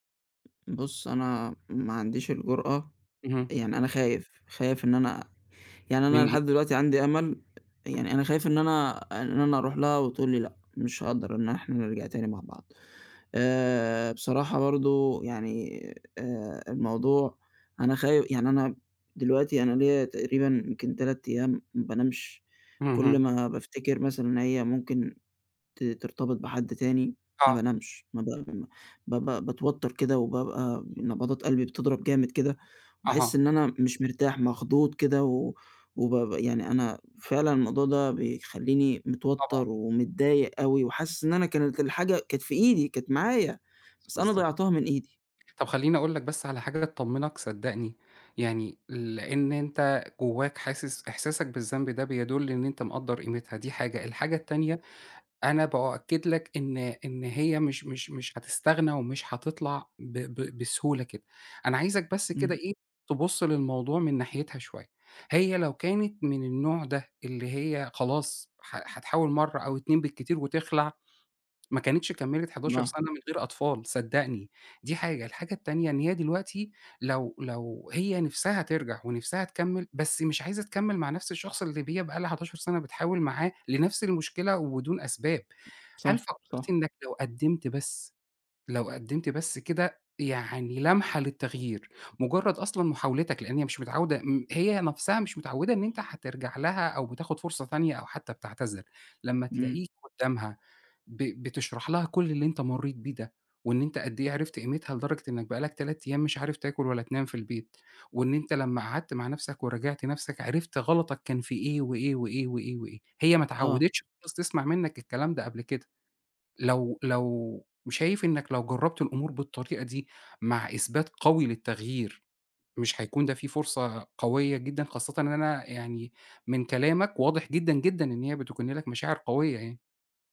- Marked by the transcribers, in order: tapping; unintelligible speech
- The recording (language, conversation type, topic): Arabic, advice, إزاي بتتعامل مع إحساس الذنب ولوم النفس بعد الانفصال؟